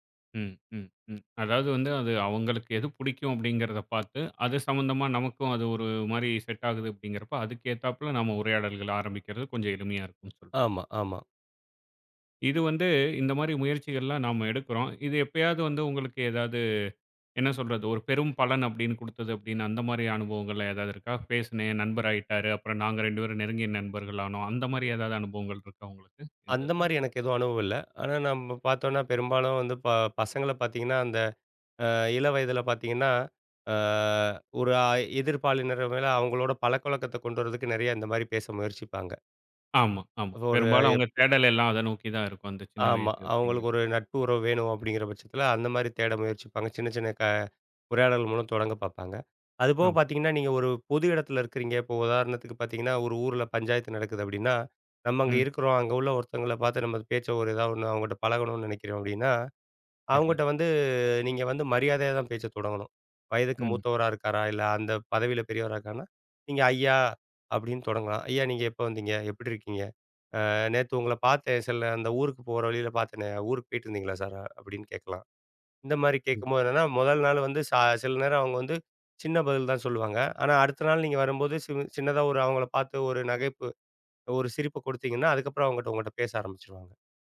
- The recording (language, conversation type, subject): Tamil, podcast, சின்ன உரையாடலை எப்படித் தொடங்குவீர்கள்?
- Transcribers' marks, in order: other background noise